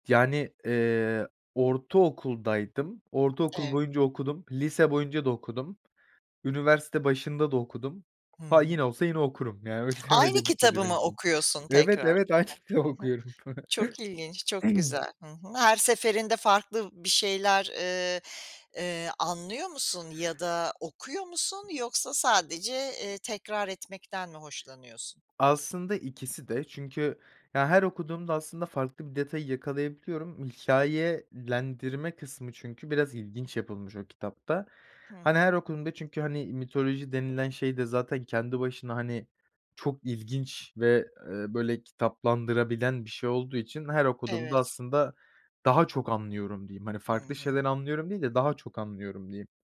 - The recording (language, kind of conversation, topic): Turkish, podcast, Hobilerine nasıl başladın, biraz anlatır mısın?
- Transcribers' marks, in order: tapping; laughing while speaking: "öy öyle bir şeydi benim için"; other background noise; laughing while speaking: "kitabı okuyorum"; chuckle; throat clearing; "kitaplaştırılabilen" said as "kitaplandırabilen"